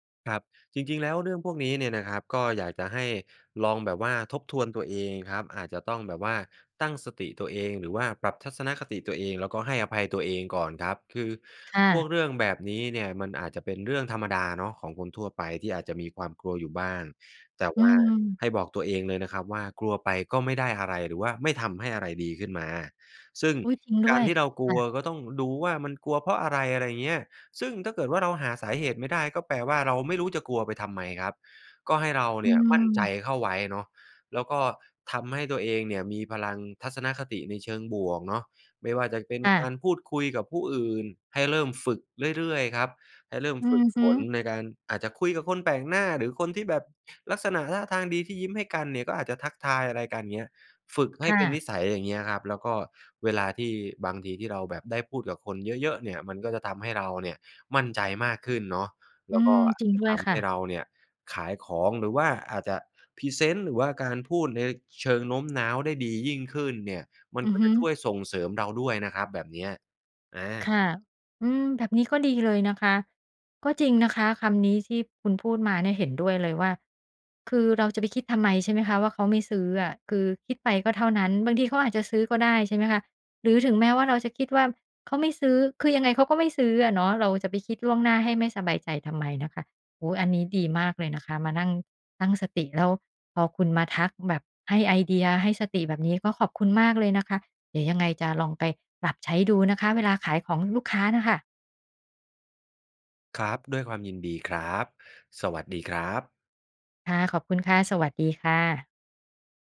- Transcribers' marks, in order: none
- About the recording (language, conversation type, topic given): Thai, advice, ฉันควรรับมือกับการคิดลบซ้ำ ๆ ที่ทำลายความมั่นใจในตัวเองอย่างไร?